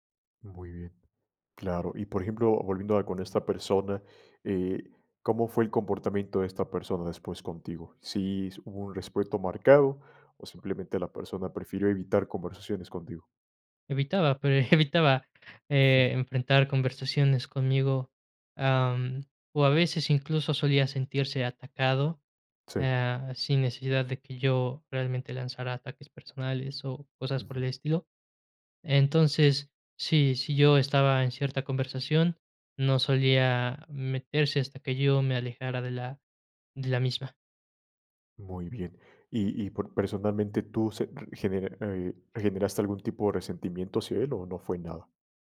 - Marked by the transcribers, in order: laughing while speaking: "evitaba"; chuckle; tapping
- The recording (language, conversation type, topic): Spanish, podcast, ¿Cómo lidias con alguien que te interrumpe constantemente?